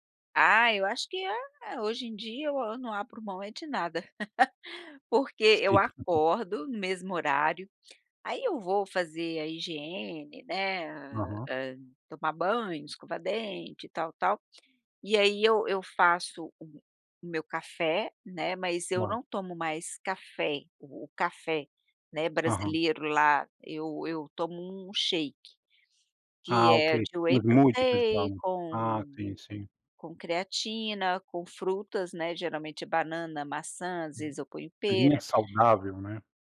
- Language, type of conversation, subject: Portuguese, podcast, Como é a sua rotina matinal em dias comuns?
- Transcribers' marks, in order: laugh